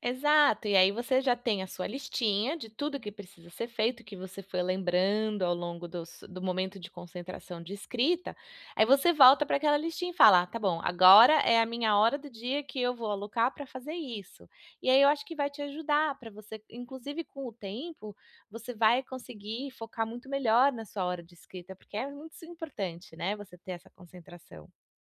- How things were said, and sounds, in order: none
- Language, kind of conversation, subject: Portuguese, advice, Como posso me concentrar quando minha mente está muito agitada?